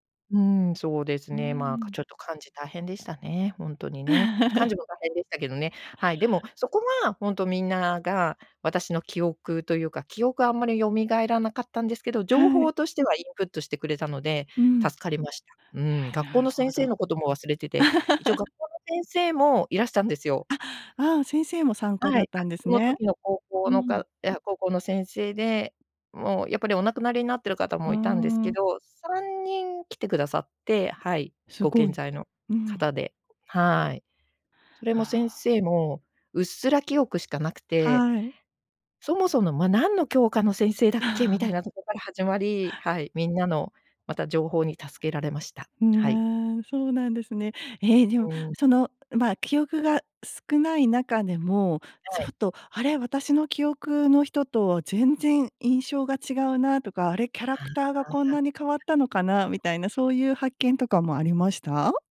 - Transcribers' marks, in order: chuckle; laugh; other noise
- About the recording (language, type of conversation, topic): Japanese, podcast, 長年会わなかった人と再会したときの思い出は何ですか？